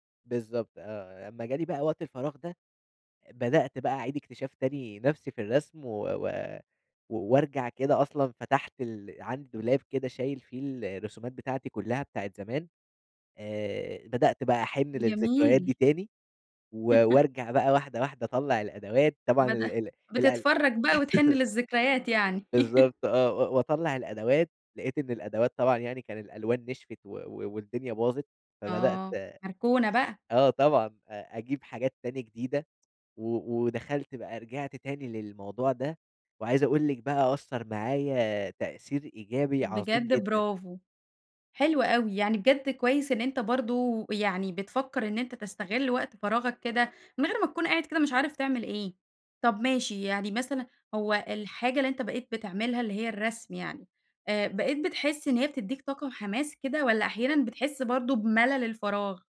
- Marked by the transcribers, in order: laugh; laugh
- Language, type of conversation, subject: Arabic, podcast, إيه اللي بتعمله في وقت فراغك عشان تحس بالرضا؟